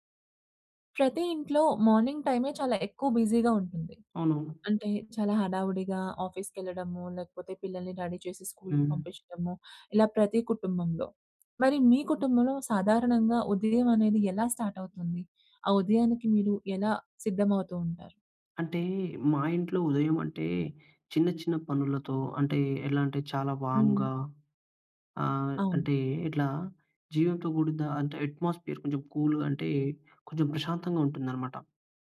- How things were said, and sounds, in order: in English: "మార్నింగ్"; in English: "బిజీగా"; in English: "రెడీ"; in English: "స్కూల్‌కి"; in English: "స్టార్ట్"; in English: "వార్మ్‌గా"; "కూడిన" said as "కూడిదా"; in English: "అట్మాస్ఫియర్"; in English: "కూల్‌గా"
- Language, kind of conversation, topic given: Telugu, podcast, మీ కుటుంబం ఉదయం ఎలా సిద్ధమవుతుంది?